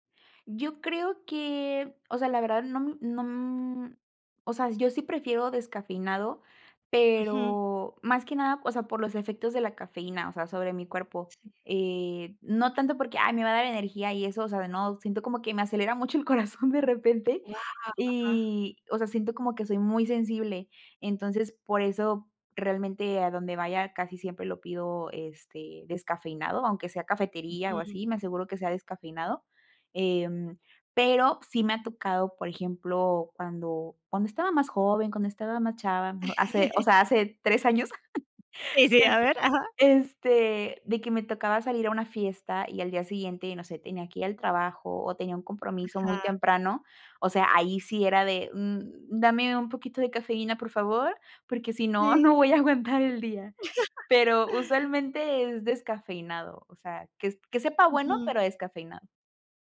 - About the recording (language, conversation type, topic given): Spanish, podcast, ¿Qué papel tiene el café en tu mañana?
- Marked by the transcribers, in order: drawn out: "que"; drawn out: "no"; surprised: "Wao"; giggle; giggle; laughing while speaking: "Sí, sí, a ver. Ajá"; giggle